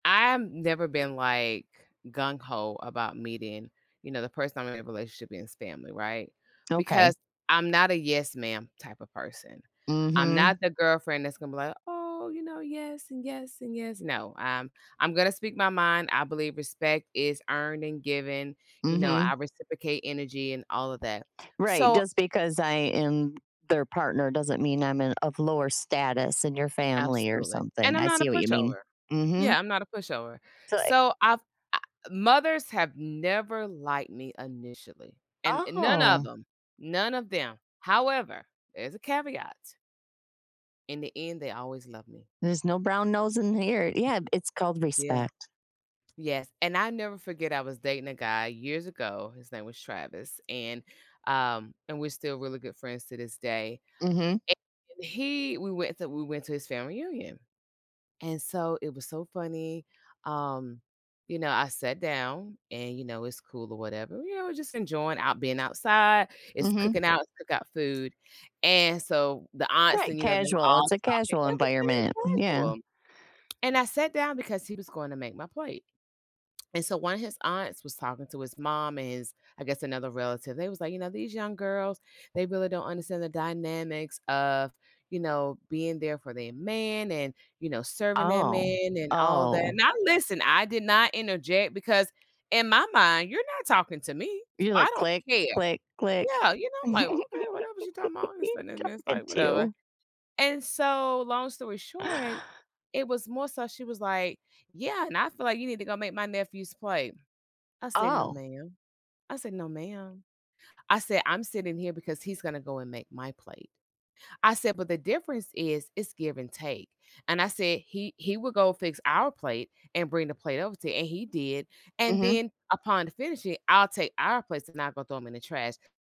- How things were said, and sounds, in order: put-on voice: "Okay"; put-on voice: "Yes and yes and yes"; other background noise; tapping; distorted speech; giggle; laughing while speaking: "Who're you"
- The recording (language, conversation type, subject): English, unstructured, How can I notice my own behavior when meeting someone's family?